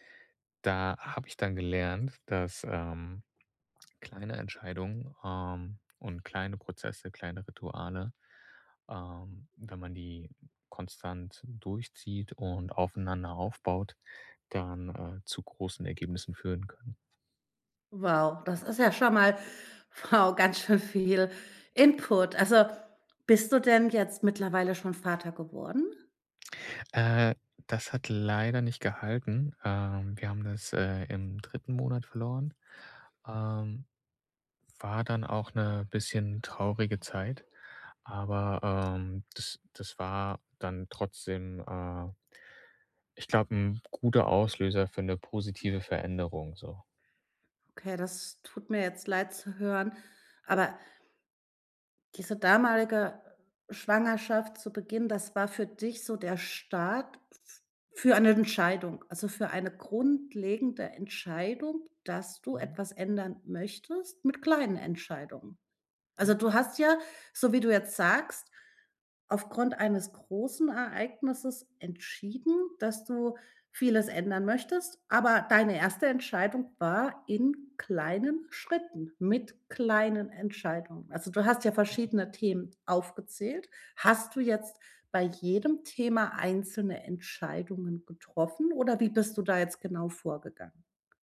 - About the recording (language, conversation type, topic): German, podcast, Welche kleine Entscheidung führte zu großen Veränderungen?
- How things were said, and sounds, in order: laughing while speaking: "wow"; other background noise; unintelligible speech